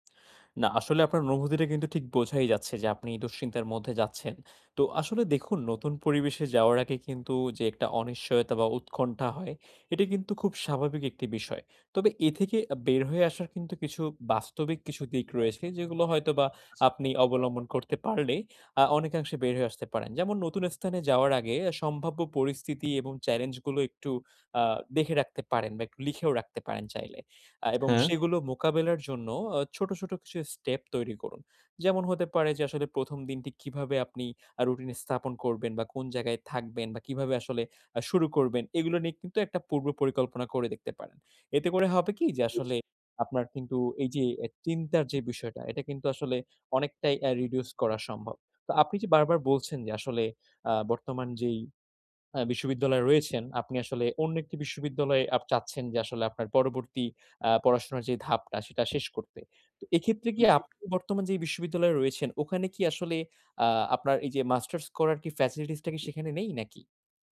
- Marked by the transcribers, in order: horn; in English: "reduce"; tapping; in English: "facilities"
- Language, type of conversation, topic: Bengali, advice, নতুন স্থানে যাওয়ার আগে আমি কীভাবে আবেগ সামলাব?